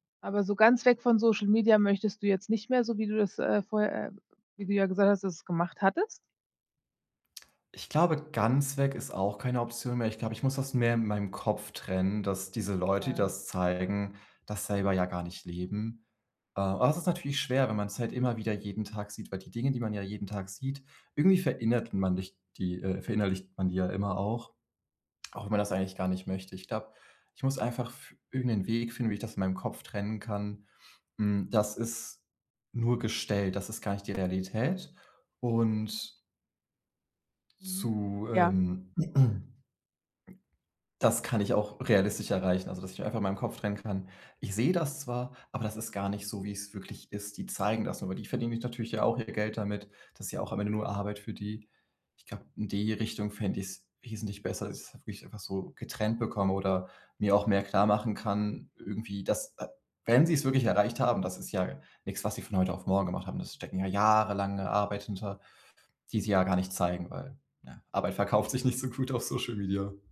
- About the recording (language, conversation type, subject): German, advice, Wie gehe ich mit Geldsorgen und dem Druck durch Vergleiche in meinem Umfeld um?
- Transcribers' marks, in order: throat clearing; joyful: "verkauft sich nicht so gut auf Social Media"